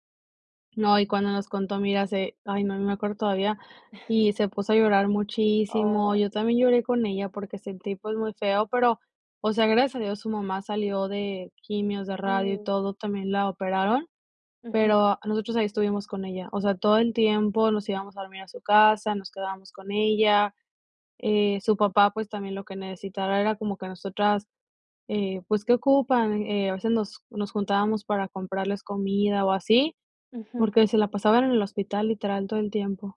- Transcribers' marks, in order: none
- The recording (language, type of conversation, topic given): Spanish, podcast, ¿Cómo ayudas a un amigo que está pasándolo mal?